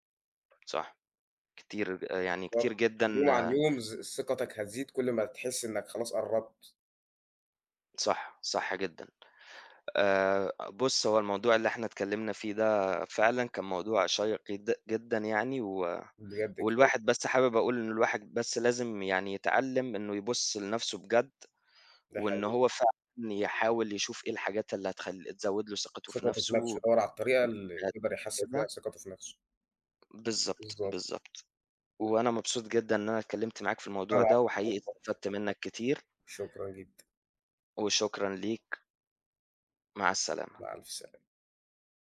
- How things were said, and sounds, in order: unintelligible speech
- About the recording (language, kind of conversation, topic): Arabic, unstructured, إيه الطرق اللي بتساعدك تزود ثقتك بنفسك؟
- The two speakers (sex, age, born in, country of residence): male, 20-24, Egypt, Egypt; male, 25-29, United Arab Emirates, Egypt